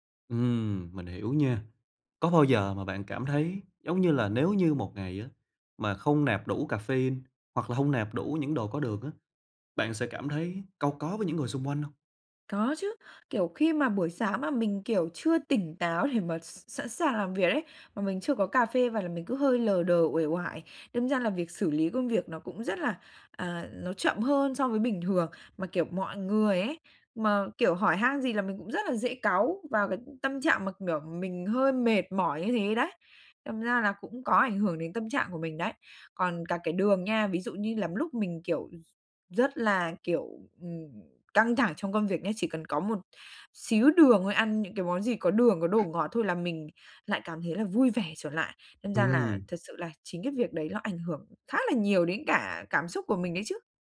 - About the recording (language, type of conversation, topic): Vietnamese, advice, Làm sao để giảm tiêu thụ caffeine và đường hàng ngày?
- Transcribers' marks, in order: tapping; laughing while speaking: "để"; "kiểu" said as "miểu"